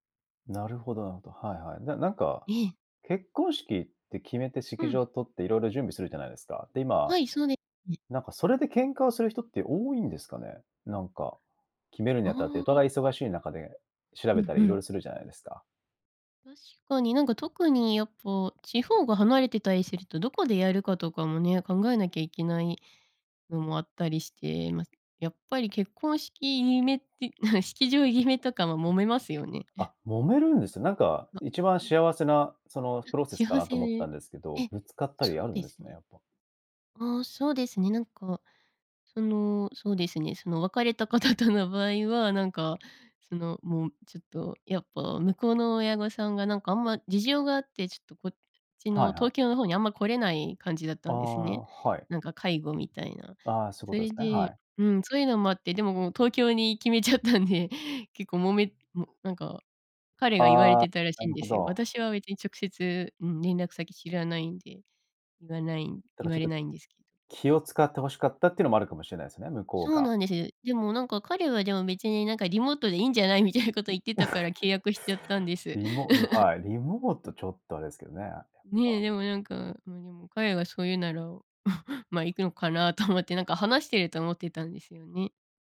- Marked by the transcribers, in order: other noise; chuckle; chuckle; laughing while speaking: "方との"; laughing while speaking: "決めちゃったんで"; chuckle; chuckle; chuckle
- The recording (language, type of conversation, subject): Japanese, podcast, タイミングが合わなかったことが、結果的に良いことにつながった経験はありますか？